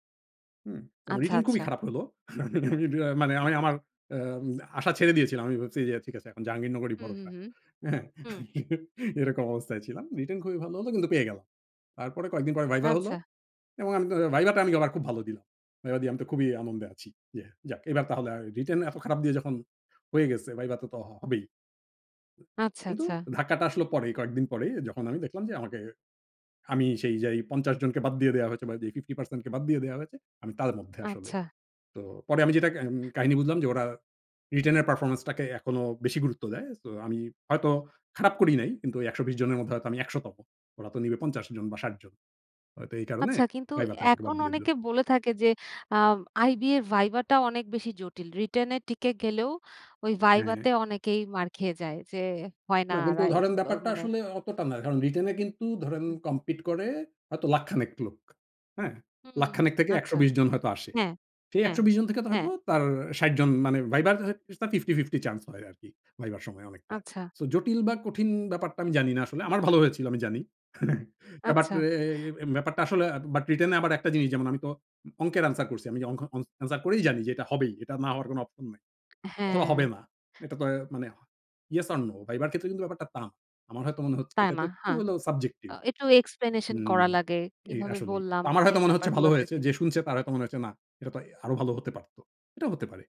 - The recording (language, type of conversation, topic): Bengali, podcast, আপনার মতে কখন ঝুঁকি নেওয়া উচিত, এবং কেন?
- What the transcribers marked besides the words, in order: scoff; tapping; scoff; unintelligible speech; scoff; in English: "subjective"